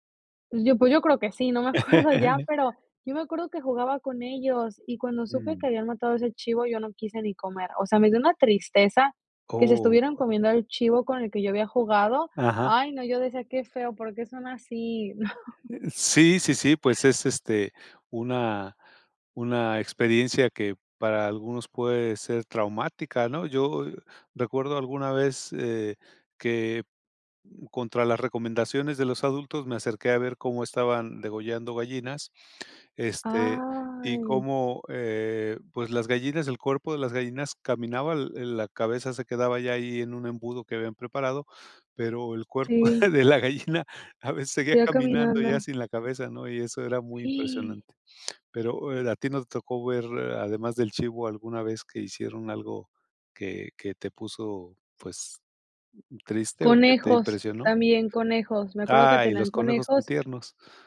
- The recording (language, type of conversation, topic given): Spanish, podcast, ¿Tienes alguna anécdota de viaje que todo el mundo recuerde?
- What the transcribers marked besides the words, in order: chuckle; laughing while speaking: "me acuerdo"; giggle; drawn out: "Ay"; giggle; laughing while speaking: "de la gallina"; gasp